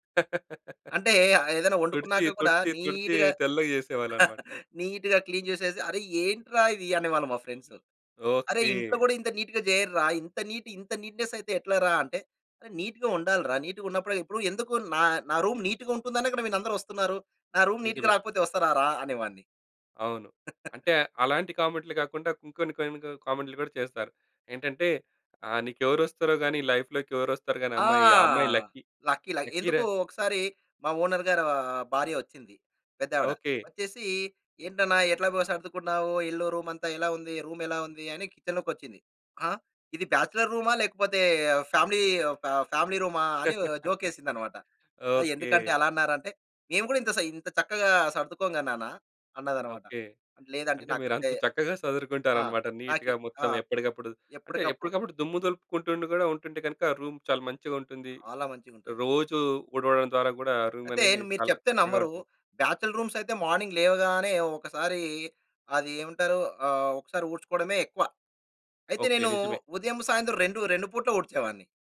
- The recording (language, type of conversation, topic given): Telugu, podcast, తక్కువ సామాగ్రితో జీవించడం నీకు ఎందుకు ఆకర్షణీయంగా అనిపిస్తుంది?
- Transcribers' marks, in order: laugh; in English: "నీట్‌గా నీట్‌గా క్లీన్"; giggle; in English: "ఫ్రెండ్స్"; in English: "నీట్‌గా"; in English: "నీట్"; in English: "నీట్‌నెస్"; in English: "నీట్‌గా"; in English: "నీట్‌గా"; in English: "రూమ్ నీట్‌గా"; in English: "రూమ్ నీట్‌గా"; giggle; in English: "లైఫ్‌లోకి"; in English: "లక్కీ"; in English: "ఓనర్"; in English: "కిచెన్‌లోకి"; in English: "బ్యాచిలర్"; in English: "ఫ్యామిలీ"; in English: "ఫ్యామిలీ"; chuckle; in English: "నీట్‌గా"; in English: "ఆంటీ"; in English: "రూమ్"; in English: "రూమ్"; in English: "బ్యాచిలర్ రూమ్స్"; in English: "మార్నింగ్"